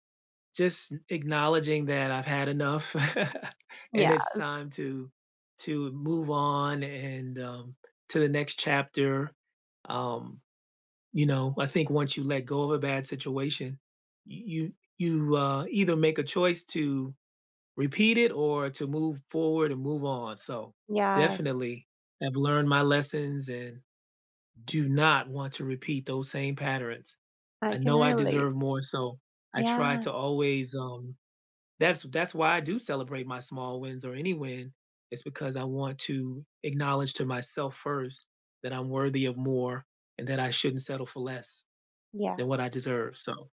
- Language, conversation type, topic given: English, unstructured, What is your favorite way to celebrate small wins?
- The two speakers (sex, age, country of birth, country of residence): female, 55-59, United States, United States; male, 55-59, United States, United States
- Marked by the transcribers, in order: tapping; laugh; other background noise; stressed: "not"